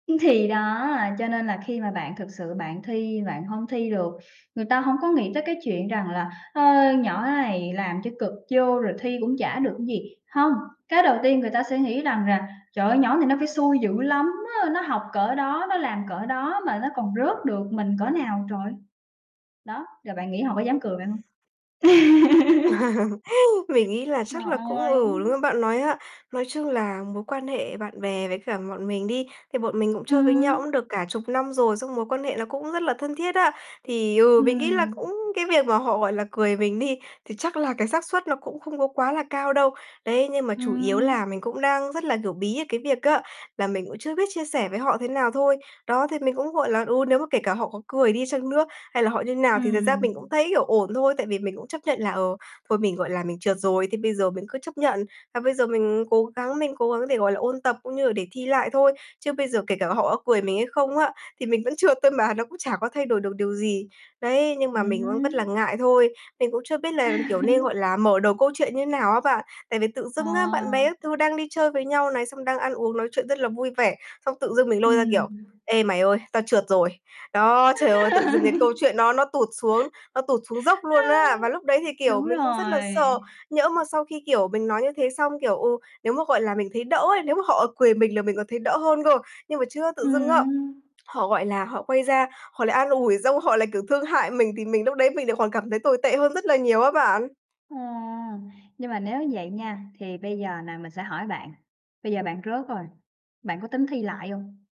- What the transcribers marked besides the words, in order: tapping; other background noise; laugh; laugh; laughing while speaking: "trượt thôi mà"; chuckle; laugh; laughing while speaking: "Ha"
- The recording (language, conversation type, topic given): Vietnamese, advice, Vì sao bạn không dám thừa nhận thất bại hoặc sự yếu đuối với bạn bè?
- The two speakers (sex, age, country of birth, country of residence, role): female, 20-24, Vietnam, Vietnam, user; female, 25-29, Vietnam, Vietnam, advisor